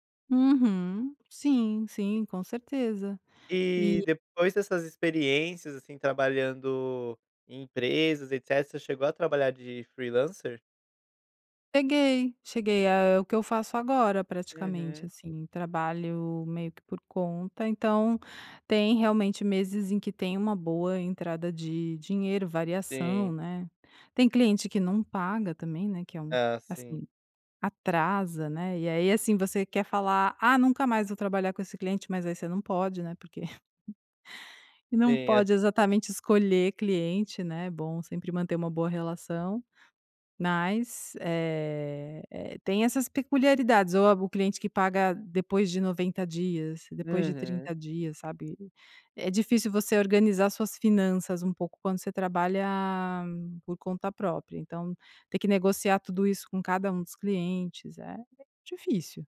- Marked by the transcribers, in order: other background noise; chuckle
- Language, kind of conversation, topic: Portuguese, podcast, Como você se convence a sair da zona de conforto?